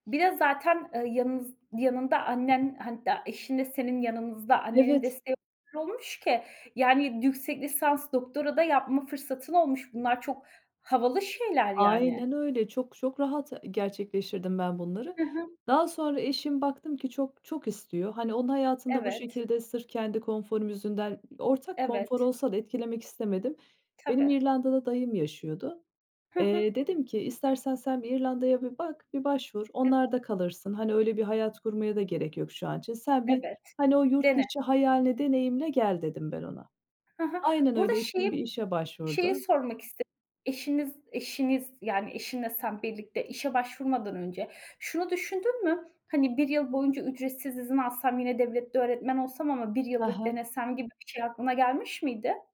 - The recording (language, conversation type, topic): Turkish, podcast, Çok gurur duyduğun bir anını benimle paylaşır mısın?
- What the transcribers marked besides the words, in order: unintelligible speech; other background noise